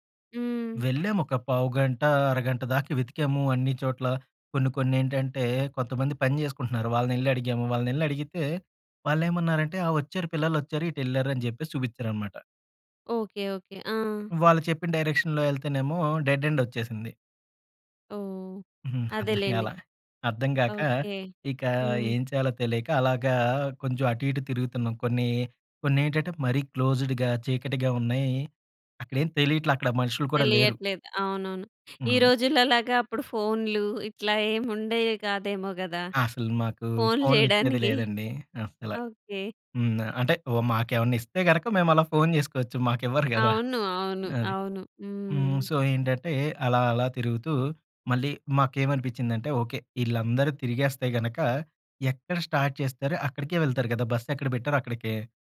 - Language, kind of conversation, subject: Telugu, podcast, ప్రయాణంలో తప్పిపోయి మళ్లీ దారి కనిపెట్టిన క్షణం మీకు ఎలా అనిపించింది?
- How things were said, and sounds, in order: other background noise; in English: "డైరెక్షన్‌లో"; in English: "డెడ్ ఎండ్"; giggle; in English: "క్లోజ్డ్‌గా"; giggle; in English: "సో"; in English: "స్టార్ట్"